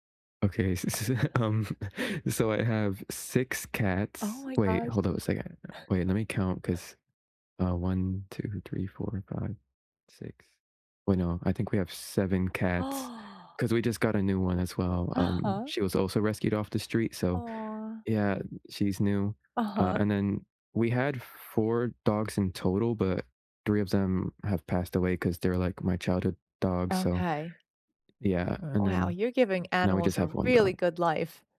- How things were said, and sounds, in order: laughing while speaking: "s s"; chuckle; gasp; tapping; stressed: "really"
- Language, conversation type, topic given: English, unstructured, Do you think people should always adopt pets instead of buying them?
- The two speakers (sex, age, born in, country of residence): female, 50-54, Japan, United States; male, 20-24, United States, United States